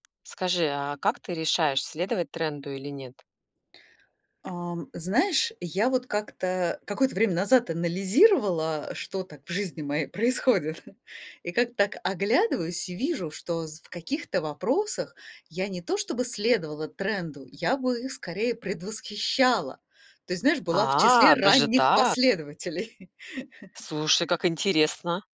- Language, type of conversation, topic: Russian, podcast, Как ты решаешь, стоит ли следовать тренду?
- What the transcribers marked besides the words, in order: tapping; chuckle; chuckle